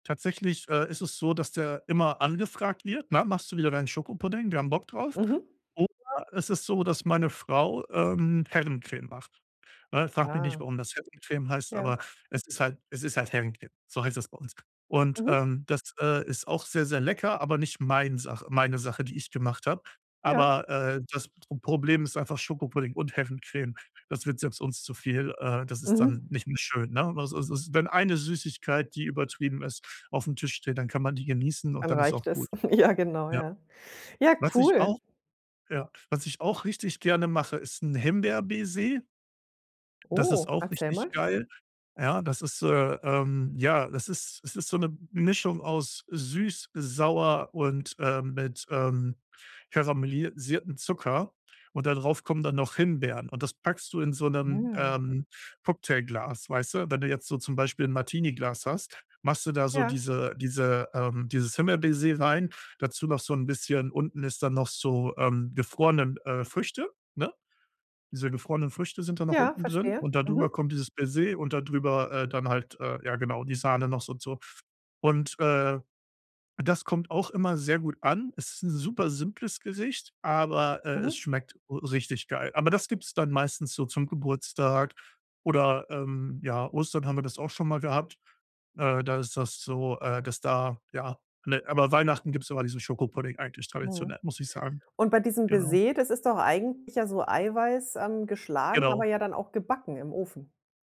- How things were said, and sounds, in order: giggle; laughing while speaking: "Ja"; other background noise
- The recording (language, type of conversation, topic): German, podcast, Welches Festessen kommt bei deinen Gästen immer gut an?
- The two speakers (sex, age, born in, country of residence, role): female, 40-44, Germany, Cyprus, host; male, 35-39, Germany, Germany, guest